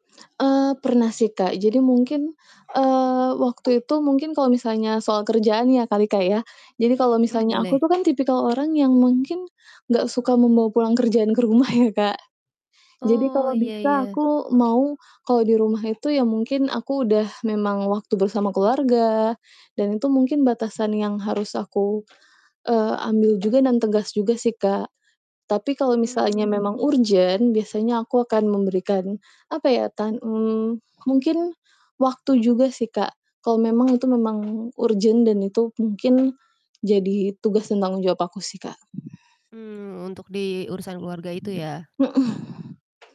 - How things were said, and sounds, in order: tapping; static
- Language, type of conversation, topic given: Indonesian, podcast, Bagaimana kamu menetapkan dan menyampaikan batasan pribadi?
- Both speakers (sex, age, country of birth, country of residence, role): female, 25-29, Indonesia, Indonesia, host; female, 30-34, Indonesia, Indonesia, guest